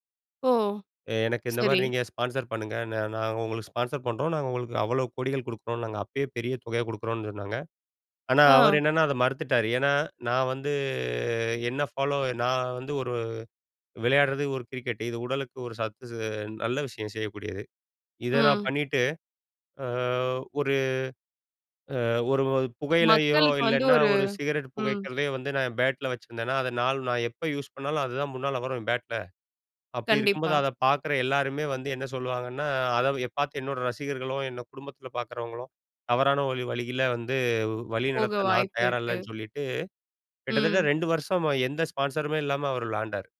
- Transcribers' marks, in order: tapping; in English: "ஸ்பான்சர்"; in English: "ஸ்பான்சர்"; drawn out: "வந்து"; in English: "யூஸ்"; other background noise; in English: "ஸ்பான்சருமே"
- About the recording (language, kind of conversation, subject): Tamil, podcast, உங்களுக்கு மிகவும் பிடித்த உள்ளடக்க உருவாக்குபவர் யார், அவரைப் பற்றி சொல்ல முடியுமா?